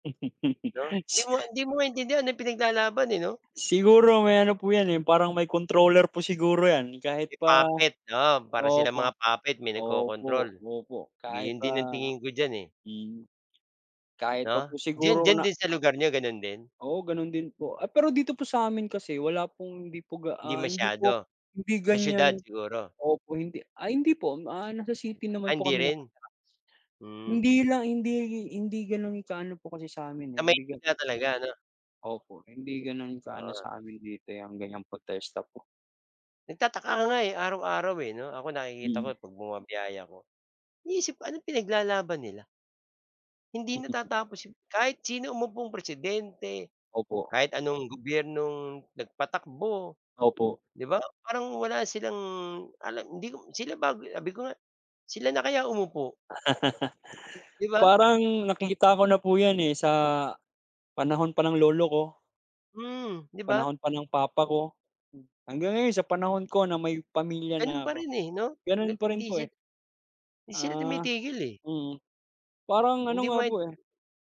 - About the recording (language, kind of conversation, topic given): Filipino, unstructured, Ano ang palagay mo tungkol sa mga protestang nagaganap ngayon?
- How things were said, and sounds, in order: laugh; chuckle; laugh